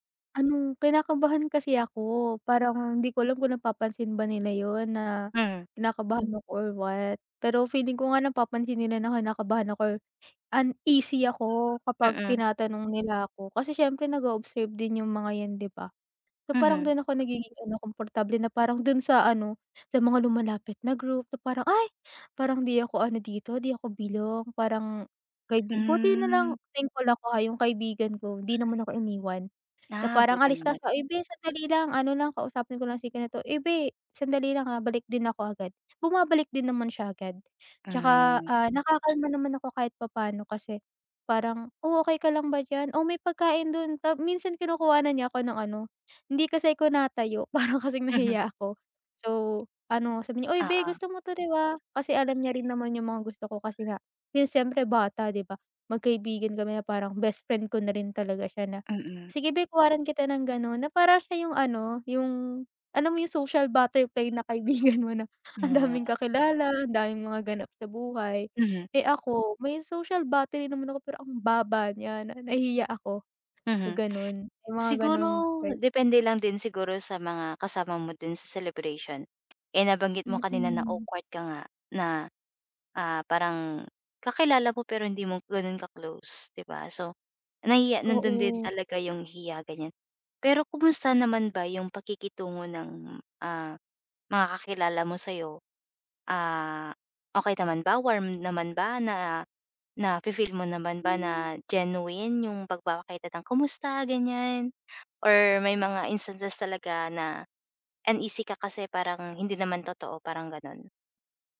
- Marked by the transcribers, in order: other background noise; sniff; tapping; bird; laughing while speaking: "para"; other animal sound; laughing while speaking: "kaibigan mo na ang daming"; lip smack
- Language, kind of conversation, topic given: Filipino, advice, Bakit pakiramdam ko ay naiiba ako at naiilang kapag kasama ko ang barkada?